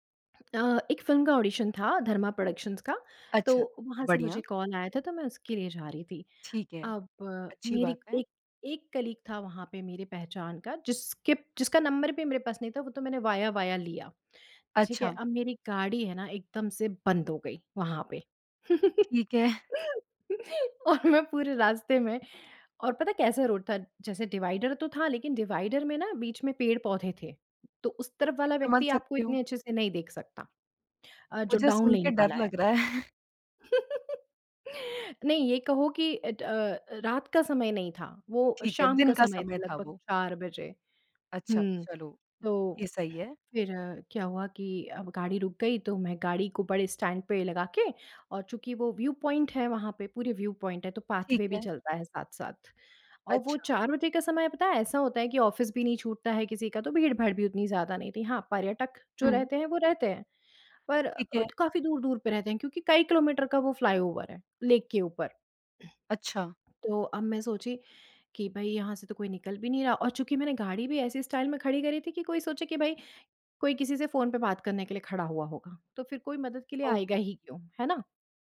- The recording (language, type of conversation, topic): Hindi, podcast, क्या आप किसी अजनबी से मिली मदद की कहानी सुना सकते हैं?
- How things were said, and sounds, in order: in English: "कॉल"; in English: "कलीग"; in English: "वाया वाया"; laugh; laughing while speaking: "और मैं पूरे रास्ते में"; in English: "डाउन लेन"; laughing while speaking: "है"; laugh; in English: "व्यू पॉइंट"; in English: "व्यू पॉइंट"; in English: "पाथवे"; in English: "ऑफ़िस"; in English: "फ्लाईओवर"; in English: "लेक"; in English: "स्टाइल"